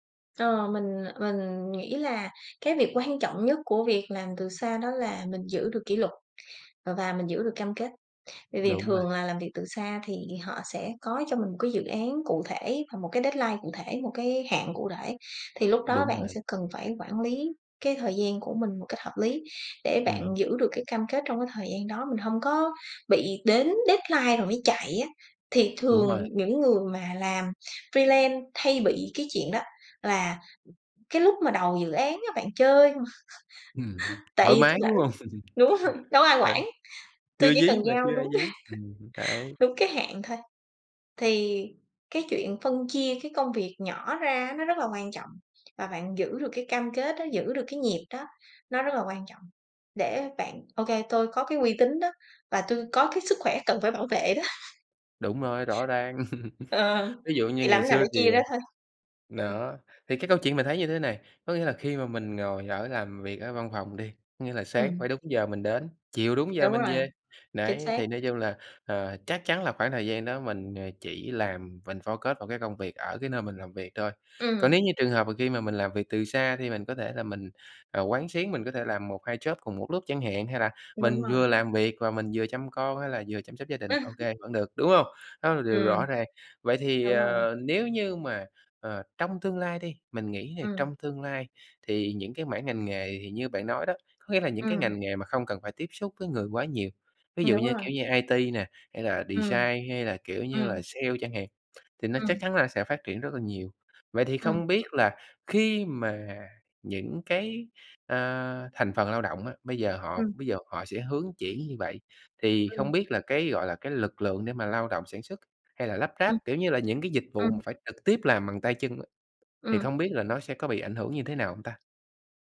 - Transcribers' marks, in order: tapping; in English: "deadline"; in English: "deadline"; in English: "freelance"; laughing while speaking: "không"; laugh; laughing while speaking: "đúng hông?"; laugh; laugh; laughing while speaking: "đó. Ờ"; laugh; in English: "focus"; in English: "job"; laugh; in English: "design"; lip smack
- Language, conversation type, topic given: Vietnamese, podcast, Bạn nghĩ gì về làm việc từ xa so với làm việc tại văn phòng?